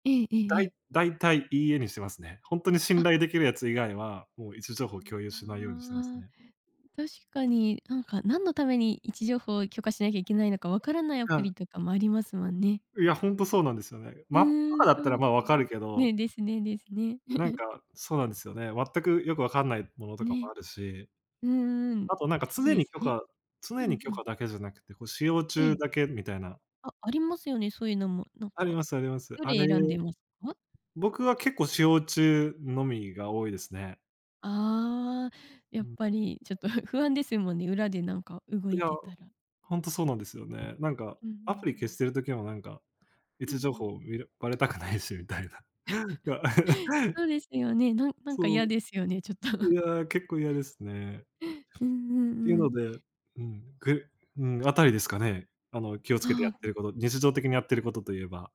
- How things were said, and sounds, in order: other background noise; laugh; laugh; laughing while speaking: "ちょっと"; chuckle
- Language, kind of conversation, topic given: Japanese, podcast, スマホのプライバシーを守るために、普段どんな対策をしていますか？